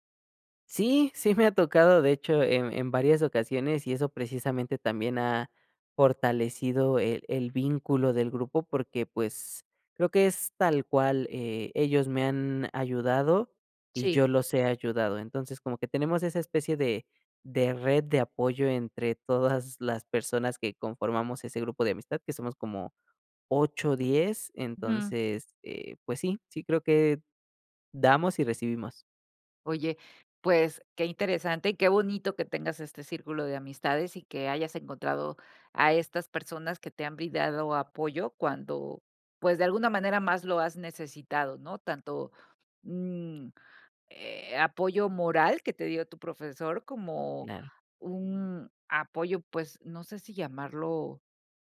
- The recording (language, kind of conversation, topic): Spanish, podcast, ¿Qué pequeño gesto tuvo consecuencias enormes en tu vida?
- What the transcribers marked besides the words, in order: none